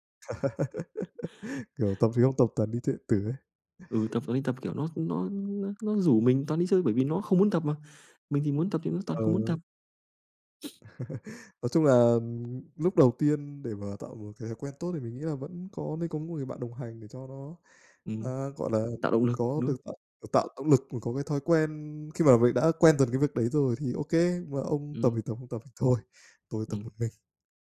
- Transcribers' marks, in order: laugh; tapping; other background noise; sniff; laugh
- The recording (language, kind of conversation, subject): Vietnamese, unstructured, Điều gì trong những thói quen hằng ngày khiến bạn cảm thấy hạnh phúc?
- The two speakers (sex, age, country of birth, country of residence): male, 25-29, Vietnam, Vietnam; male, 25-29, Vietnam, Vietnam